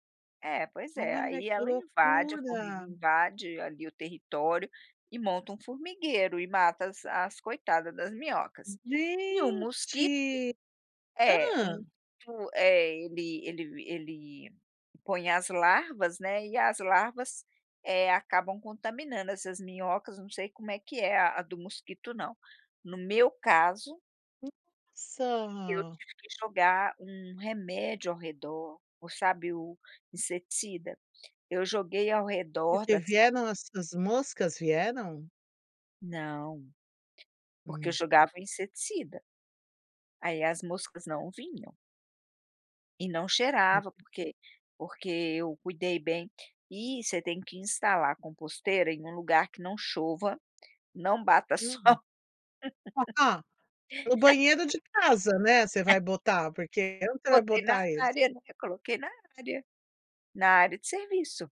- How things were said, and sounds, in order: drawn out: "Gente!"; laughing while speaking: "sol"; laugh
- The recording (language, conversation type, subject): Portuguese, podcast, Como foi sua primeira experiência com compostagem doméstica?